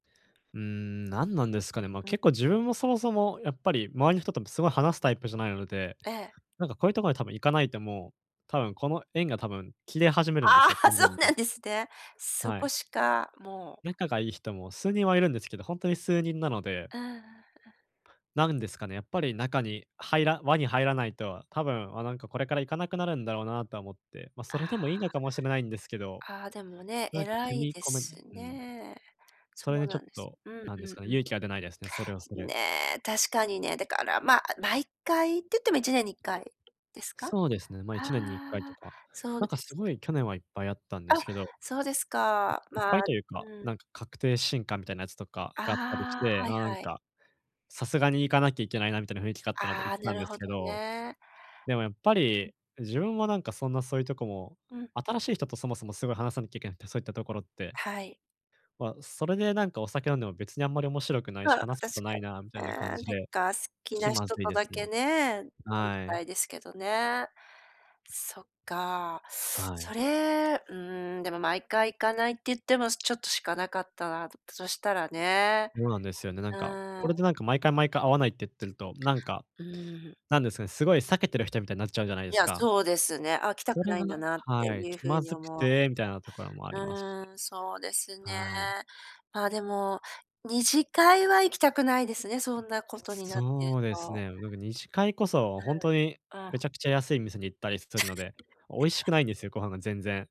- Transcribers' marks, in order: other background noise; laughing while speaking: "ああ、そうなんですね"
- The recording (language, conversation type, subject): Japanese, advice, パーティーで気まずさを感じたとき、どう乗り越えればいいですか？